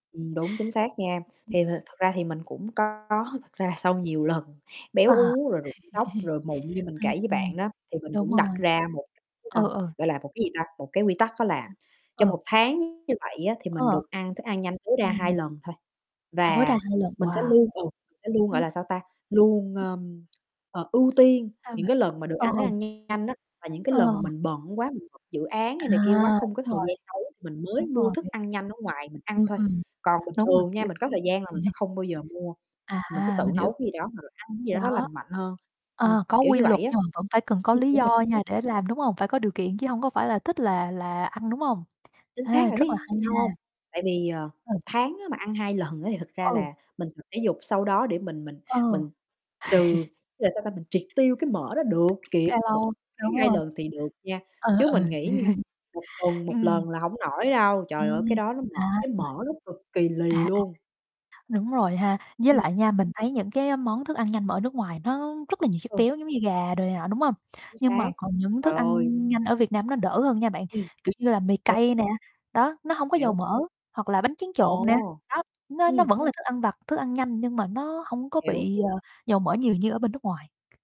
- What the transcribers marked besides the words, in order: static; distorted speech; other background noise; laughing while speaking: "nhiều lần"; laugh; mechanical hum; tsk; unintelligible speech; tapping; unintelligible speech; other noise; laugh; laugh
- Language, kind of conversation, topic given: Vietnamese, unstructured, Bạn nghĩ thức ăn nhanh ảnh hưởng đến sức khỏe như thế nào?